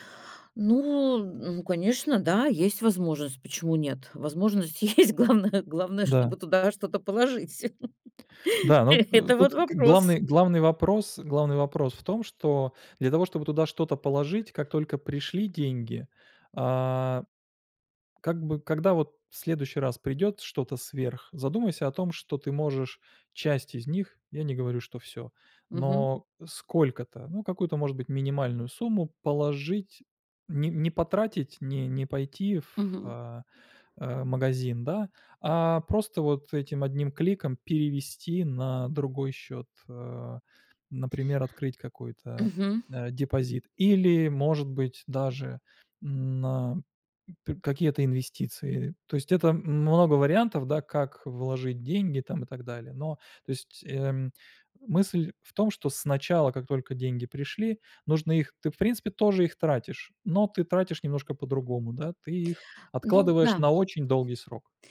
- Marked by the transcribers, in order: laughing while speaking: "есть, главное главное, чтобы туда что-то положить. Это вот вопрос"
- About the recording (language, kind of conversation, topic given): Russian, advice, Как не тратить больше денег, когда доход растёт?